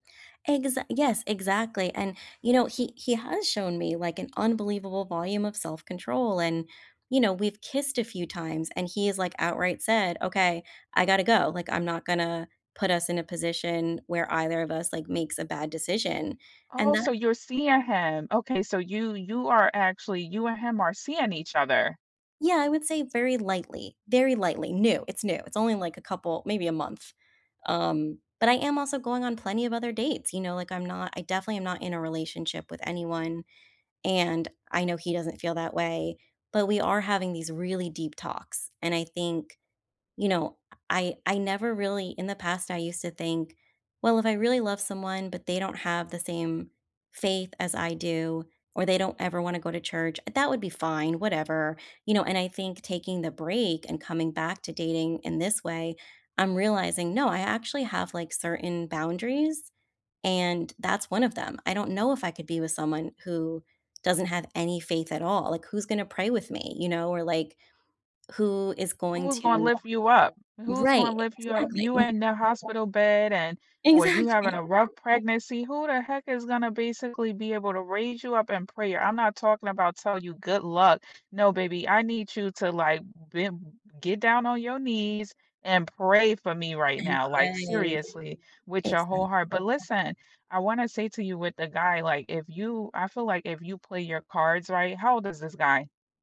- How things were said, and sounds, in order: other background noise; laughing while speaking: "Exactly"; stressed: "pray"; drawn out: "pray"
- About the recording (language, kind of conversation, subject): English, unstructured, What makes a relationship last?
- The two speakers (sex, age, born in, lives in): female, 35-39, United States, United States; female, 40-44, United States, United States